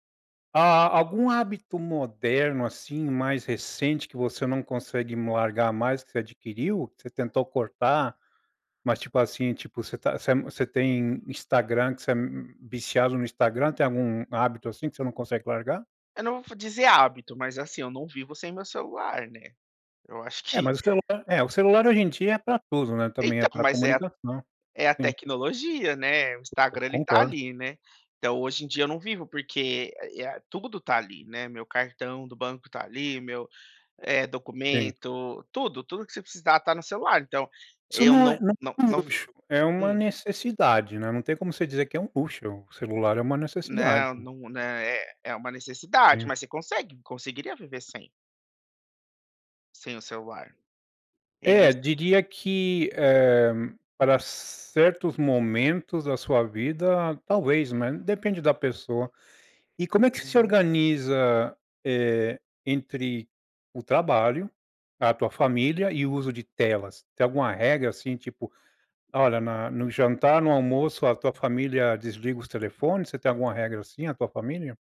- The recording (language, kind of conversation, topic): Portuguese, podcast, Como a tecnologia mudou sua rotina diária?
- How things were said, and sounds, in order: chuckle